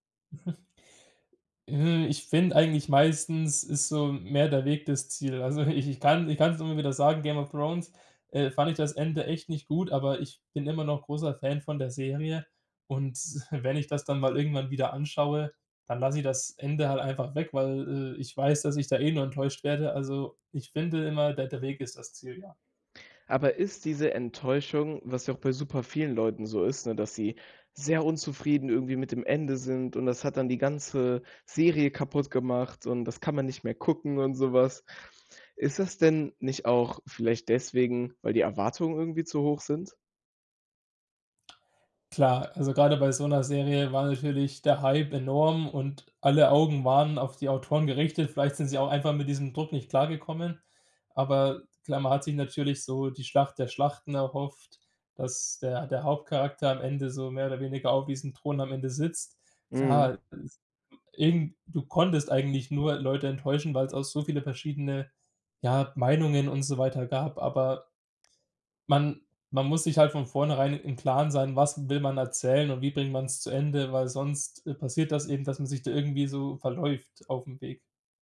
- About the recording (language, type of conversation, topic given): German, podcast, Was macht ein Serienfinale für dich gelungen oder enttäuschend?
- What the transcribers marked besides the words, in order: giggle; laughing while speaking: "Also ich ich kann"; chuckle; other noise; other background noise